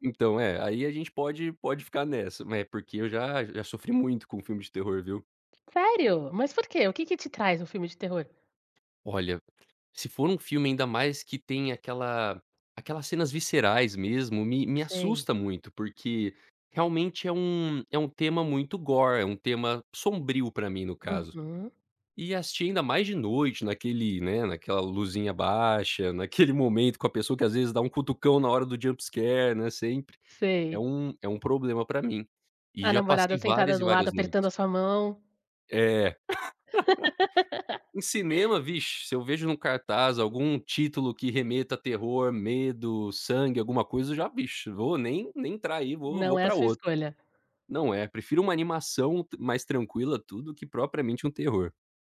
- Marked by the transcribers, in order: tapping; in English: "gore"; in English: "jump scare"; laugh
- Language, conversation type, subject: Portuguese, podcast, Como você escolhe o que assistir numa noite livre?